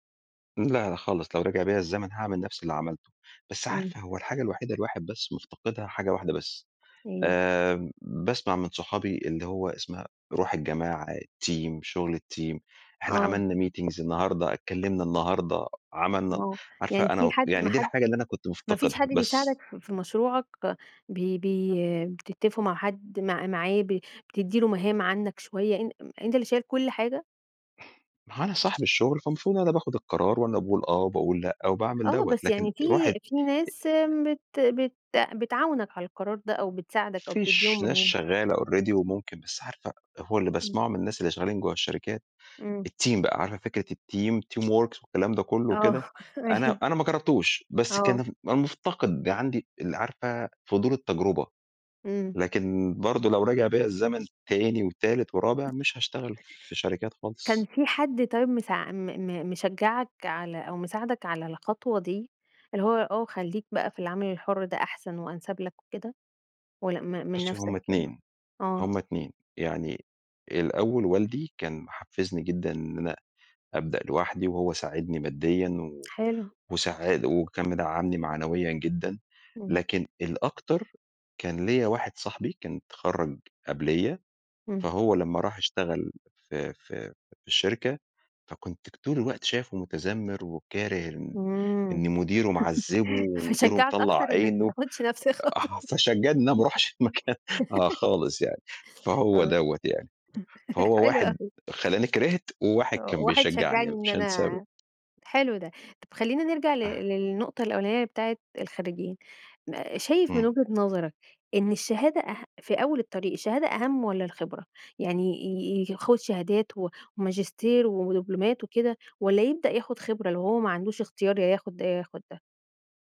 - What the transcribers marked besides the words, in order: tapping; in English: "الteam"; in English: "الteam"; in English: "meetings"; other background noise; in English: "already"; in English: "الteam"; in English: "الteam؟ teamworks"; laughing while speaking: "أيوه"; chuckle; laughing while speaking: "آه فشجعني إن أنا ما اروحش المكان"; laughing while speaking: "الخطوه"; laugh; laughing while speaking: "حلو أوي"
- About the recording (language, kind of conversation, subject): Arabic, podcast, إيه نصيحتك للخريجين الجدد؟